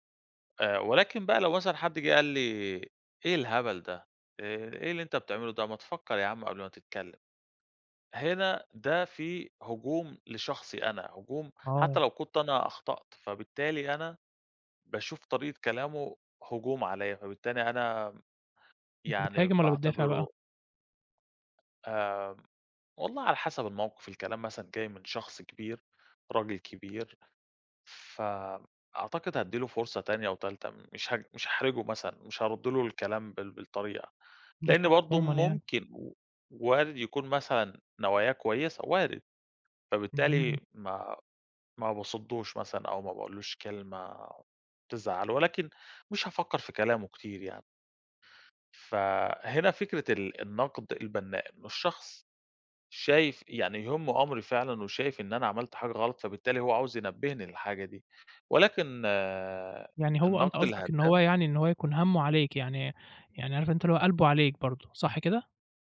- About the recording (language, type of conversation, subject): Arabic, podcast, إزاي بتتعامل مع التعليقات السلبية على الإنترنت؟
- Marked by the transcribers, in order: none